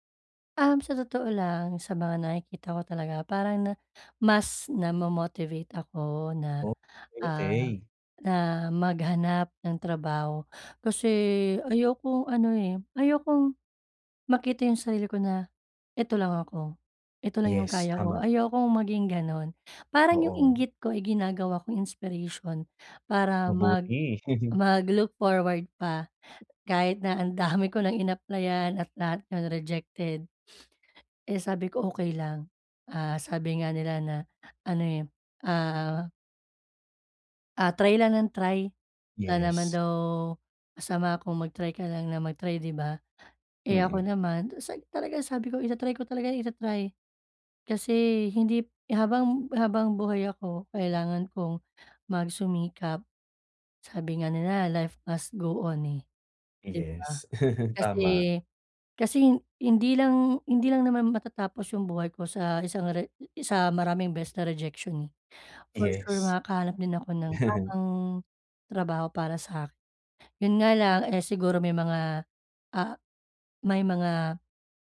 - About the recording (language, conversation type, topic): Filipino, advice, Bakit ako laging nag-aalala kapag inihahambing ko ang sarili ko sa iba sa internet?
- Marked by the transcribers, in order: laugh; sniff; in English: "Life must go on"; laugh; other background noise; laugh